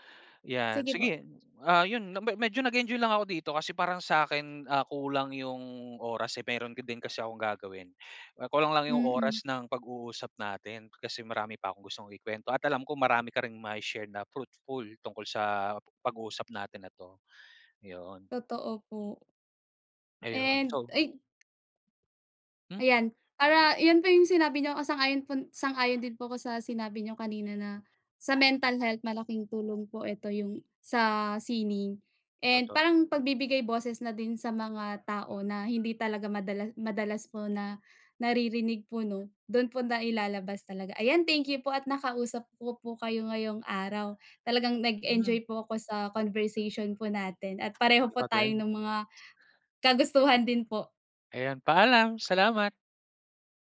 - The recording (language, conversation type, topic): Filipino, unstructured, Ano ang paborito mong klase ng sining at bakit?
- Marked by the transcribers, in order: tapping; other animal sound